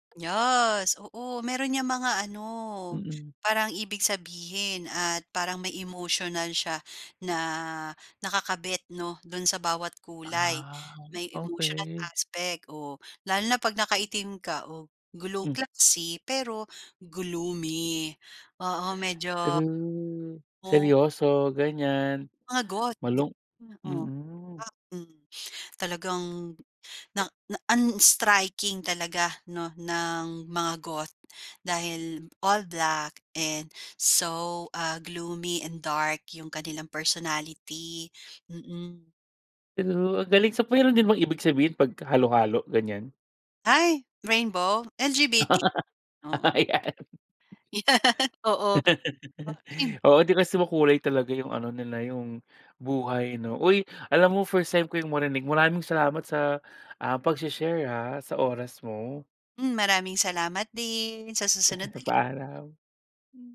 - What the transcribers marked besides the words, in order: "Yes" said as "Yas"; drawn out: "Ah"; in English: "emotional aspect"; in English: "glow classy pero gloomy"; in English: "Goth"; unintelligible speech; in English: "unstriking"; in English: "goth dahil all black and so, ah, gloomy and dark"; laugh; laughing while speaking: "Ayan"; laugh; laugh
- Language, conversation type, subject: Filipino, podcast, Paano mo ginagamit ang kulay para ipakita ang sarili mo?